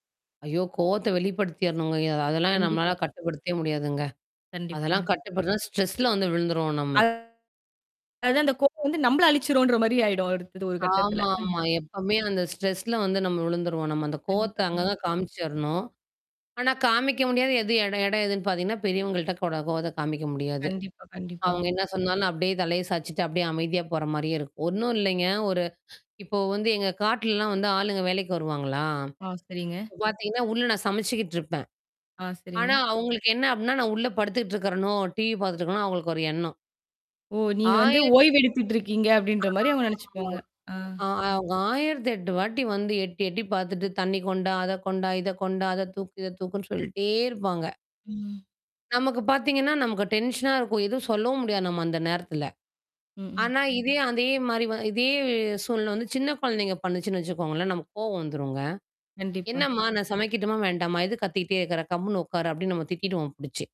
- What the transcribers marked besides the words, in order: mechanical hum; in English: "ஸ்ட்ரெஸ்ல"; static; distorted speech; chuckle; in English: "ஸ்ட்ரெஸ்ல"; in English: "டிவி"; unintelligible speech; in English: "டென்ஷனா"
- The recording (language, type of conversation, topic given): Tamil, podcast, உங்கள் வீட்டில் உணர்ச்சிகளை எப்படிப் பகிர்ந்து கொள்கிறீர்கள்?